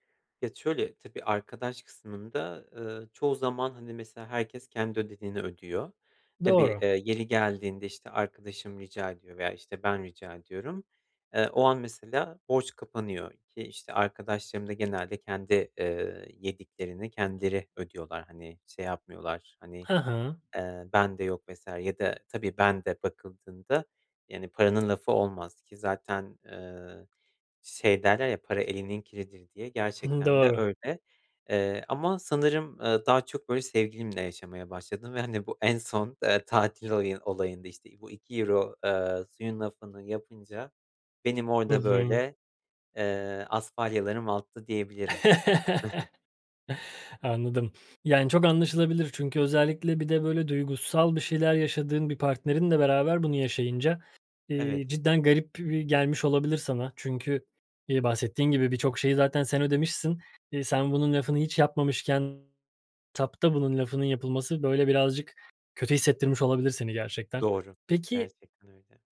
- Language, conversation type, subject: Turkish, advice, Para ve finansal anlaşmazlıklar
- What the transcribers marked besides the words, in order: chuckle